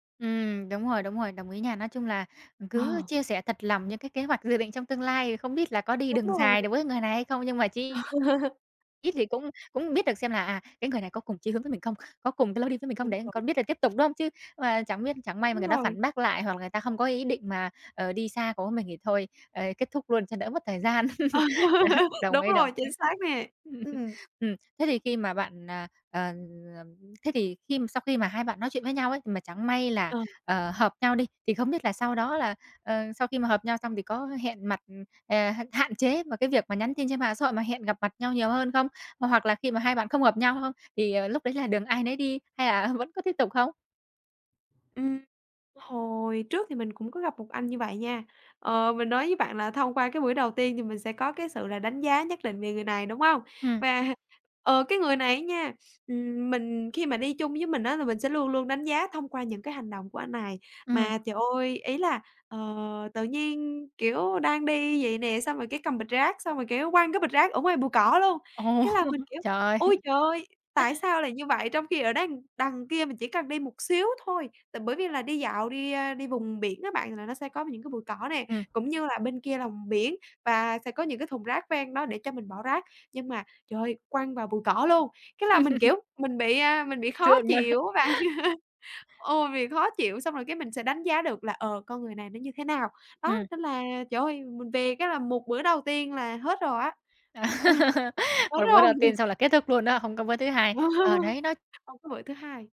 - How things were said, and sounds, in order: tapping; laugh; other background noise; laugh; laugh; laughing while speaking: "Đó"; laugh; laughing while speaking: "Và"; laughing while speaking: "Ồ"; laughing while speaking: "ơi!"; laugh; laughing while speaking: "luôn"; laugh; laugh; laughing while speaking: "rồi"; laugh
- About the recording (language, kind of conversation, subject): Vietnamese, podcast, Bạn làm thế nào để giữ cho các mối quan hệ luôn chân thành khi mạng xã hội ngày càng phổ biến?